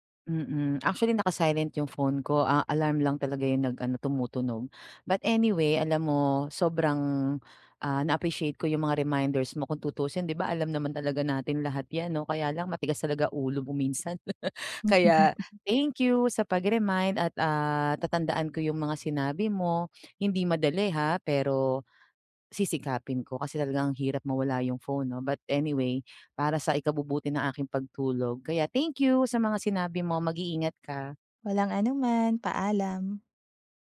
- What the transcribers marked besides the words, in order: other background noise; chuckle
- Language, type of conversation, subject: Filipino, advice, Paano ako makakapagpahinga sa bahay kahit maraming distraksyon?